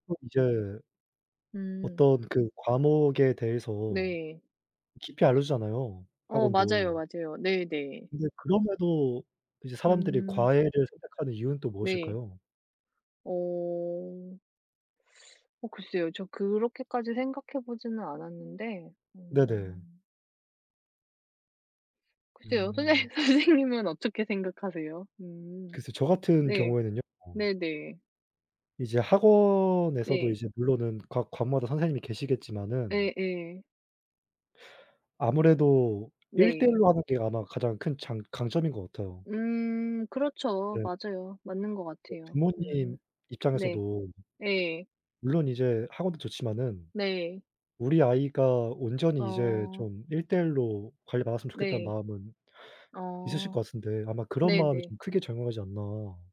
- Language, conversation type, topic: Korean, unstructured, 과외는 꼭 필요한가요, 아니면 오히려 부담이 되나요?
- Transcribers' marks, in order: drawn out: "어"; laughing while speaking: "선생 선생님은"; other background noise